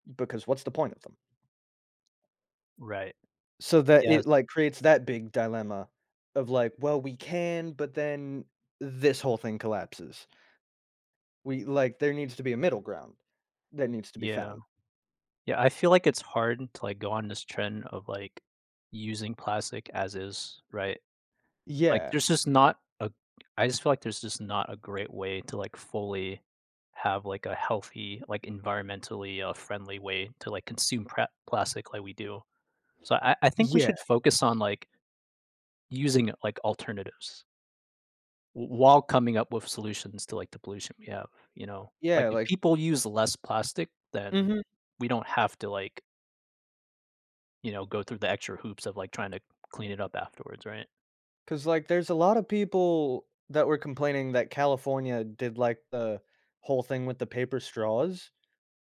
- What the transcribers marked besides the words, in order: tapping; other background noise
- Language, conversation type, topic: English, unstructured, What are some effective ways we can reduce plastic pollution in our daily lives?
- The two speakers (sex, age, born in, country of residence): male, 30-34, United States, United States; male, 45-49, United States, United States